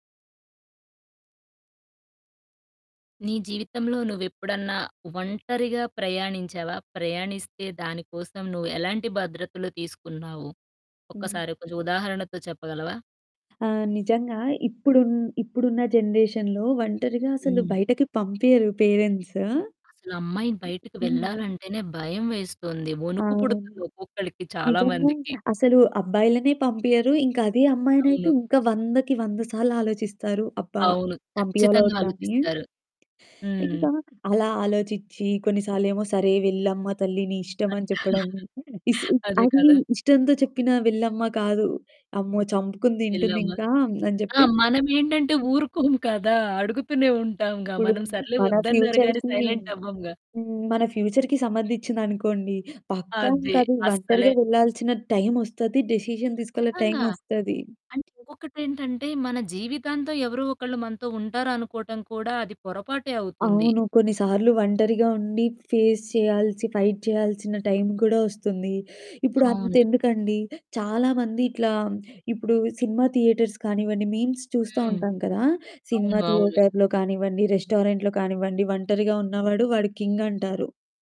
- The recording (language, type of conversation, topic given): Telugu, podcast, సోలో ప్రయాణంలో భద్రత కోసం మీరు ఏ జాగ్రత్తలు తీసుకుంటారు?
- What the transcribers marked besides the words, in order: tapping; in English: "జనరేషన్‌లో"; static; other background noise; stressed: "ఖచ్చితంగా"; chuckle; giggle; in English: "ఫ్యూచర్‌కీ"; in English: "సైలెంట్"; in English: "ఫ్యూచర్‌కి"; in English: "డిసిషన్"; in English: "అండ్"; mechanical hum; in English: "ఫేస్"; in English: "ఫైట్"; in English: "టైమ్"; in English: "థియేటర్స్"; in English: "మీమ్స్"; in English: "థియేటర్‌లో"; in English: "రెస్టారెంట్‌లో"